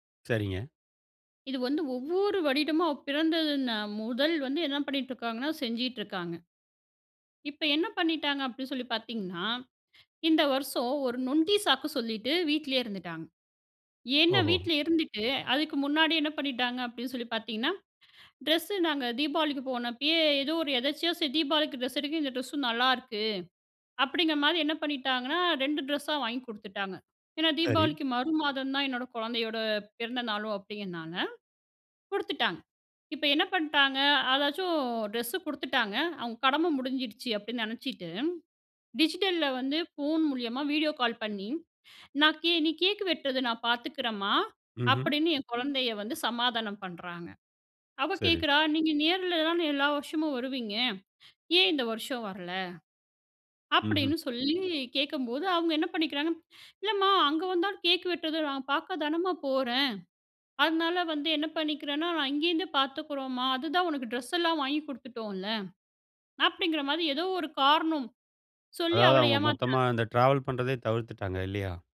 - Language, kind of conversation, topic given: Tamil, podcast, டிஜிட்டல் சாதனங்கள் உங்கள் உறவுகளை எவ்வாறு மாற்றியுள்ளன?
- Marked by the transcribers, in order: in English: "ட்ராவல்"